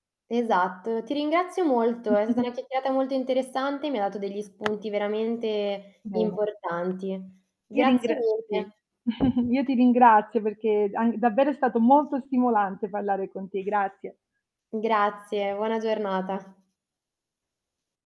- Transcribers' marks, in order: static; chuckle; distorted speech; tapping; chuckle; other background noise
- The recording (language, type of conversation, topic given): Italian, podcast, Che ruolo hanno i social nel modo in cui esprimi te stessa/o attraverso l’abbigliamento?